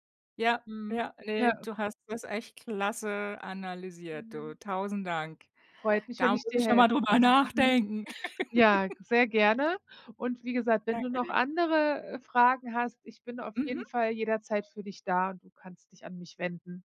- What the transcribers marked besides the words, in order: laugh
- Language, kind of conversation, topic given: German, advice, Wie kann ich nach Urlaub oder Krankheit eine kreative Gewohnheit wieder aufnehmen, wenn mir der Wiedereinstieg schwerfällt?